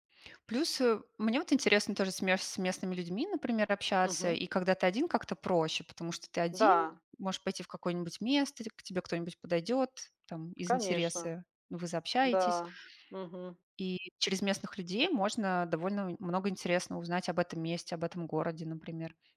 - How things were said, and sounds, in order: tapping
- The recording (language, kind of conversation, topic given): Russian, unstructured, Как лучше всего знакомиться с местной культурой во время путешествия?